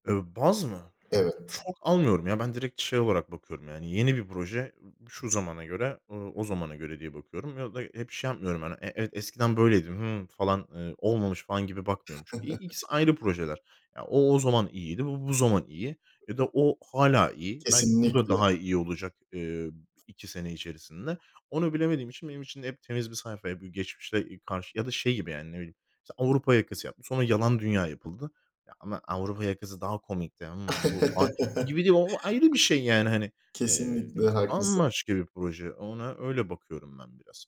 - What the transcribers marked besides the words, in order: other background noise; chuckle; tapping; laugh
- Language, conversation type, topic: Turkish, podcast, Eski diziler ve filmler sence insanlarda neden bu kadar güçlü bir nostalji duygusu uyandırıyor?